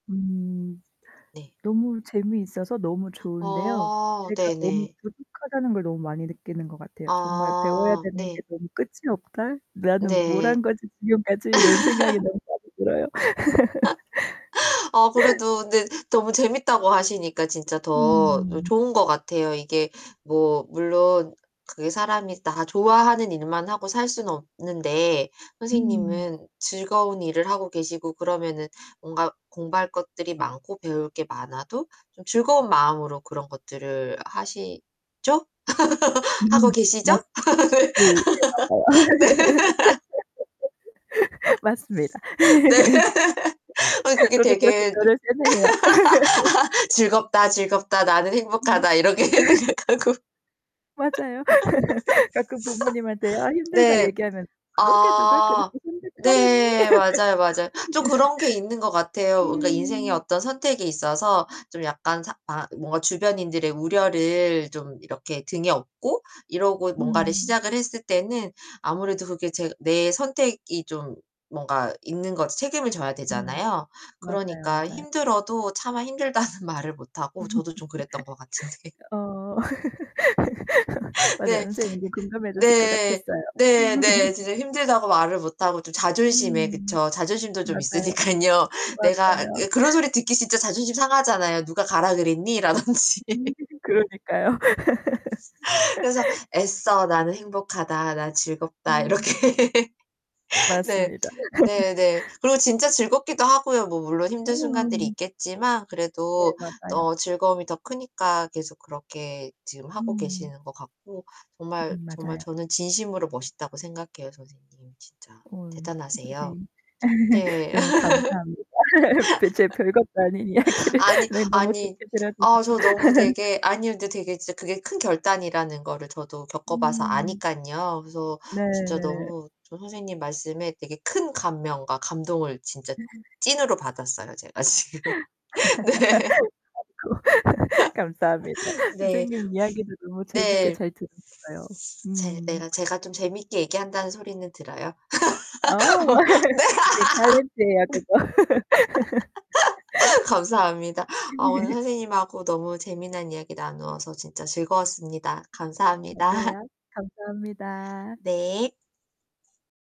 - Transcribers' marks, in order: tapping; gasp; other background noise; laugh; laugh; distorted speech; laugh; laughing while speaking: "네"; laugh; laughing while speaking: "네"; laugh; laugh; background speech; laughing while speaking: "생각하고"; laugh; laugh; laughing while speaking: "그죠"; laughing while speaking: "힘들다는"; laugh; laughing while speaking: "같은데"; laugh; laughing while speaking: "있으니깐요"; laughing while speaking: "라든지"; laugh; laughing while speaking: "이렇게"; laugh; laugh; laugh; laughing while speaking: "이야기를"; laugh; unintelligible speech; laughing while speaking: "지금. 네"; laugh; laughing while speaking: "아이고"; laugh; laugh; laughing while speaking: "네?"; laugh; in English: "탈렌트에요"; laugh; laugh
- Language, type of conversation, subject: Korean, unstructured, 내 인생에서 가장 뜻밖의 변화는 무엇이었나요?